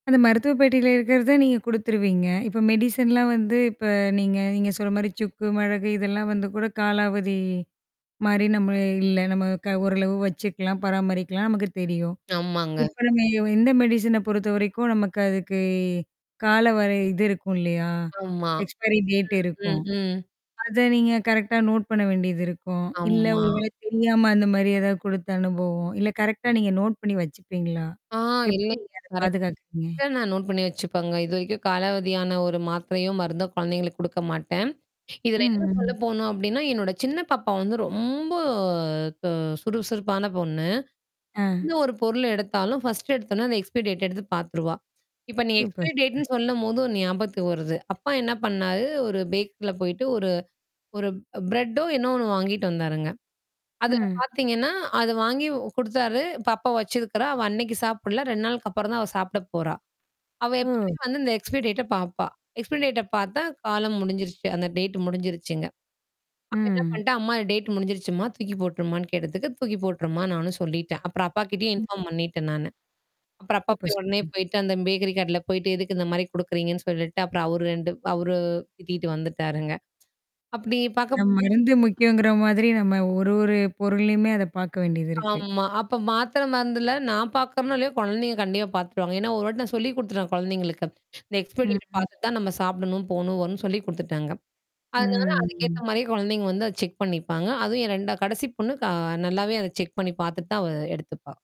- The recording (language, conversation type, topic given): Tamil, podcast, அடிப்படை மருந்துப் பெட்டியைத் தயாரிக்கும்போது அதில் என்னென்ன பொருட்களை வைத்திருப்பீர்கள்?
- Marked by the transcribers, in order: static; in English: "மெடிசன்லாம்"; "மிளகு" said as "மழகு"; other background noise; in English: "மெடிசின"; in English: "எக்ஸ்பயரி டேட்"; distorted speech; in English: "கரெக்ட்டா நோட்"; tapping; "ஆமா" said as "ஆம்மா"; in English: "நோட்"; other noise; in English: "நோட்"; mechanical hum; drawn out: "ரொம்ப"; in English: "எக்ஸ்பயரி டேட்"; in English: "எக்ஸ்பயரி டேட்ன்னு"; in English: "எக்ஸ்பைரி டேட்ட"; in English: "எக்ஸ்பைரி டேட்ட"; in English: "டேட்டு"; in English: "டேட்டு"; in English: "இன்ஃபார்ம்"; tsk; in English: "எக்ஸ்பயரி டேட்"; drawn out: "ம்"; in English: "செக்"; in English: "செக்"